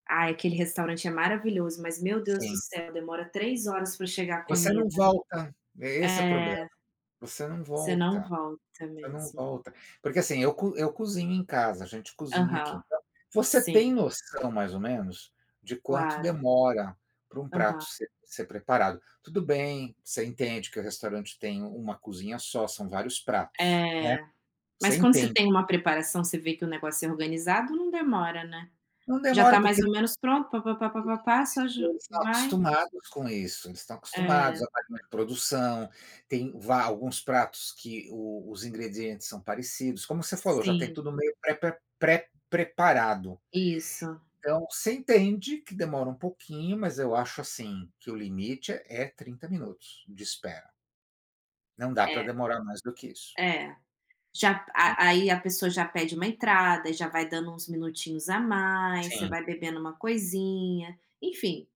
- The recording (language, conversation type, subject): Portuguese, unstructured, O que faz um restaurante se tornar inesquecível para você?
- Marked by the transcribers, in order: unintelligible speech